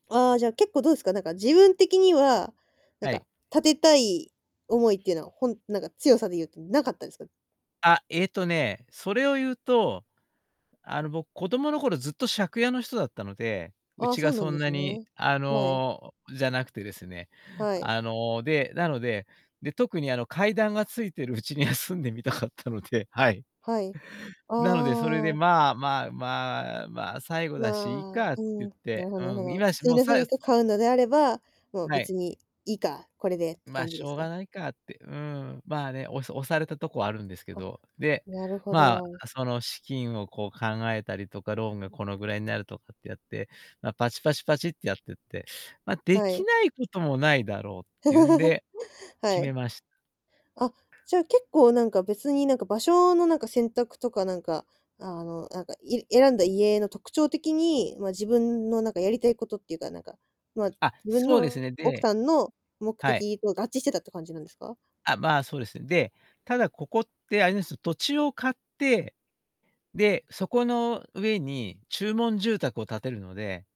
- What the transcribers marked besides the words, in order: laughing while speaking: "うちには住んでみたかったので"; chuckle; distorted speech
- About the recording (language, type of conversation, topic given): Japanese, podcast, 家を購入したとき、最終的な決め手は何でしたか？